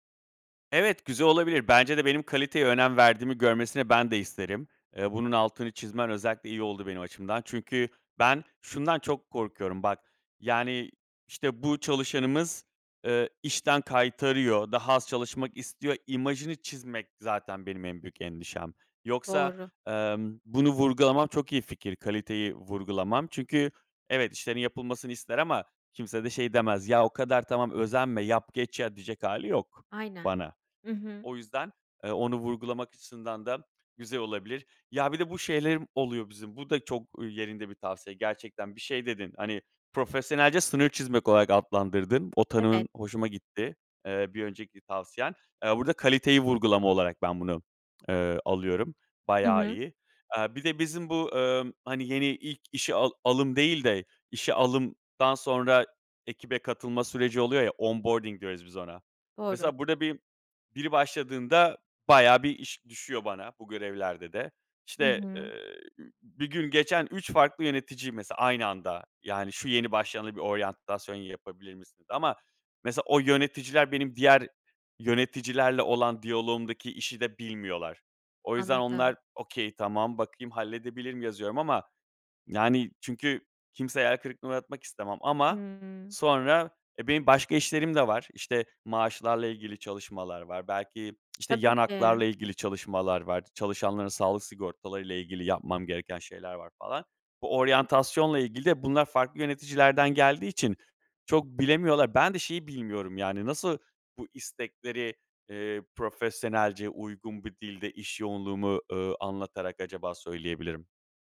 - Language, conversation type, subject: Turkish, advice, İş yüküm arttığında nasıl sınır koyabilir ve gerektiğinde bazı işlerden nasıl geri çekilebilirim?
- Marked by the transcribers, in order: tapping; in English: "onboarding"; in English: "okay"; tsk